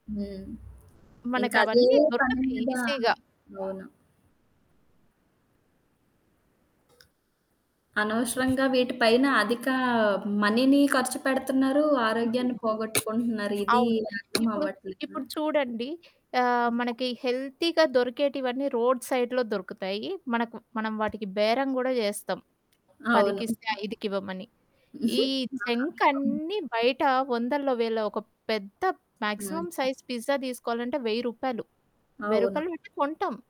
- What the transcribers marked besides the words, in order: static; other background noise; in English: "ఈజీగా"; in English: "మనీని"; in English: "హెల్తీగా"; in English: "రోడ్ సైడ్‌లో"; chuckle; unintelligible speech; in English: "మాక్సిమం సైజ్ పిజ్జా"
- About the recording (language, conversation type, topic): Telugu, podcast, మంచి అల్పాహారంలో ఏమేం ఉండాలి అని మీరు అనుకుంటారు?